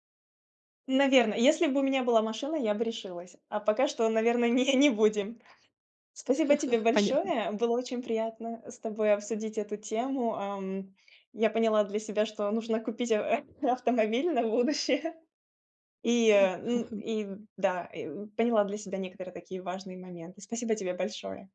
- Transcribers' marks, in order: laughing while speaking: "не"; laugh; laughing while speaking: "Понятно"; laughing while speaking: "автомобиль на будущее"; chuckle
- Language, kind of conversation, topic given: Russian, advice, Как справиться с неловкостью на вечеринках и в компании?